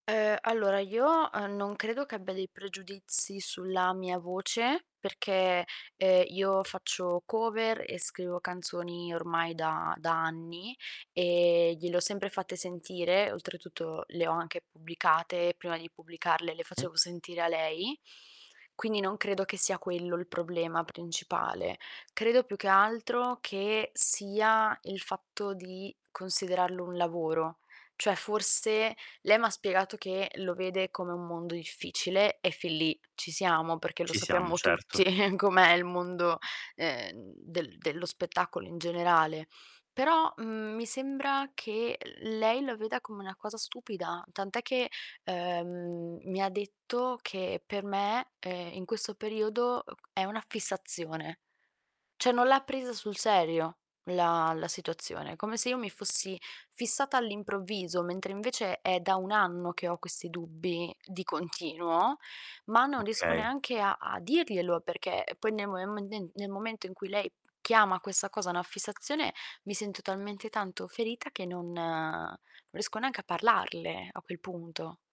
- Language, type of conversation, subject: Italian, advice, Come giudica la tua famiglia le tue scelte di vita?
- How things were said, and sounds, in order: distorted speech; laughing while speaking: "tutti"; unintelligible speech; "Cioè" said as "ceh"; unintelligible speech; tapping